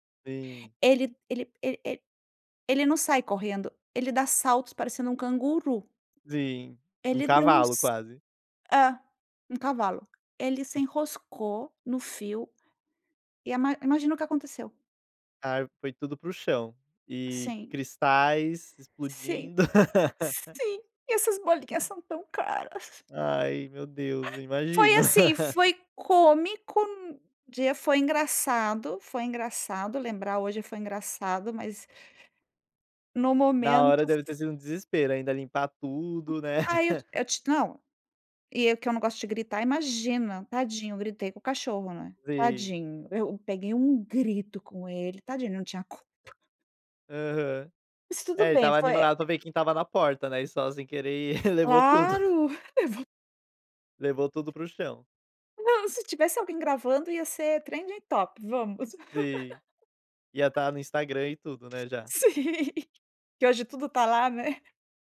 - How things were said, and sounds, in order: tapping; laugh; laugh; laugh; laugh; chuckle; in English: "trending topic"; laugh; other background noise; laughing while speaking: "Sim"
- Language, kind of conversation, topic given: Portuguese, podcast, Me conta uma lembrança marcante da sua família?